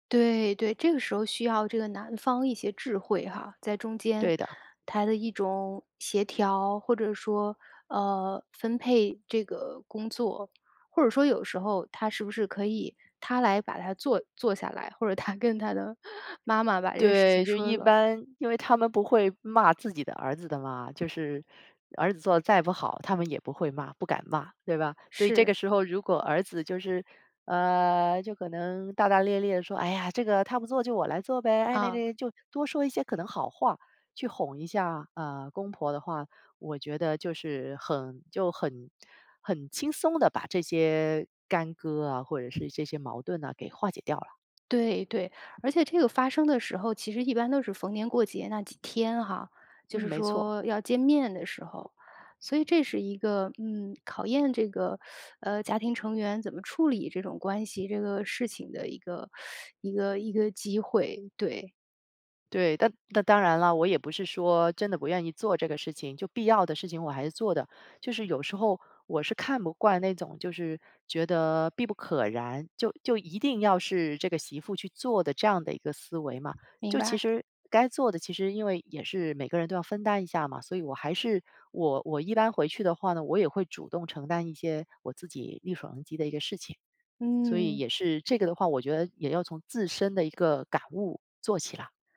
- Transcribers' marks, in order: laughing while speaking: "他跟他的"; other background noise; teeth sucking; teeth sucking
- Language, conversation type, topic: Chinese, podcast, 如何更好地沟通家务分配？